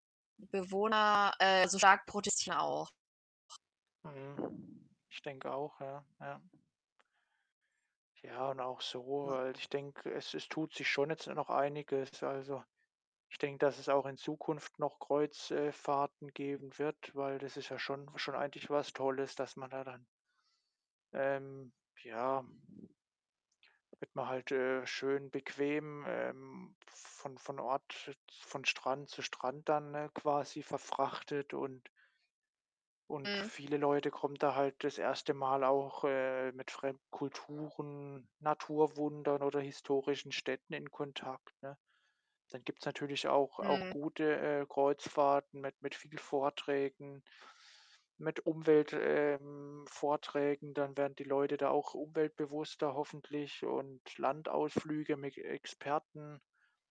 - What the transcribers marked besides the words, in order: other background noise; distorted speech; "mit" said as "mick"
- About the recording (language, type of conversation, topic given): German, unstructured, Was findest du an Kreuzfahrten problematisch?